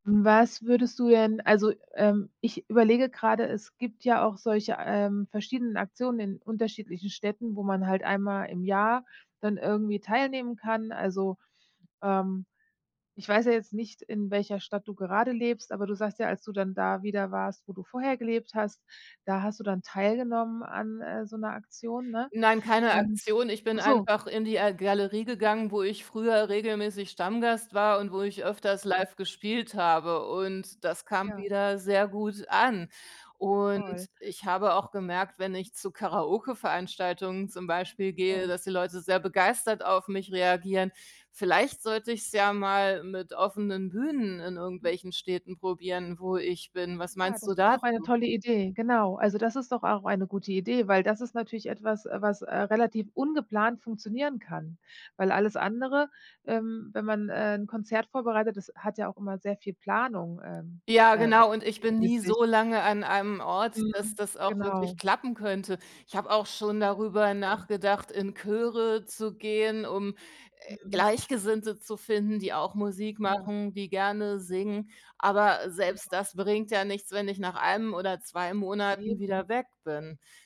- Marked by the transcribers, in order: unintelligible speech
- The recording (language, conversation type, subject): German, advice, Wie fühlst du dich nach dem Rückschlag, und warum zweifelst du an deinem Ziel?